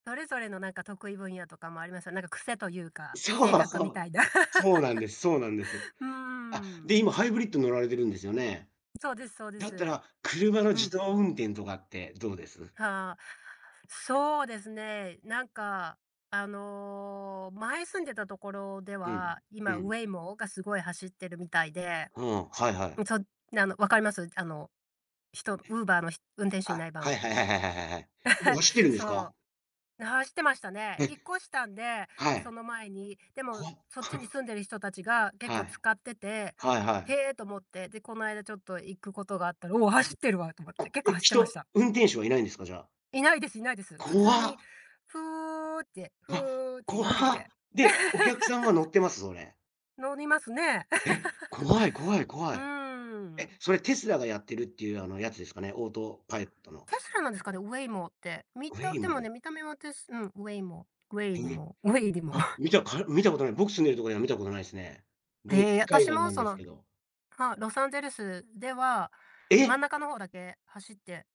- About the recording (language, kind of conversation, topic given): Japanese, unstructured, テクノロジーは私たちの生活をどのように変えたと思いますか？
- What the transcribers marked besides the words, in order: laugh; other background noise; chuckle; chuckle; unintelligible speech; tapping; chuckle; chuckle; in English: "ウェイ"; unintelligible speech; in English: "ウェイ"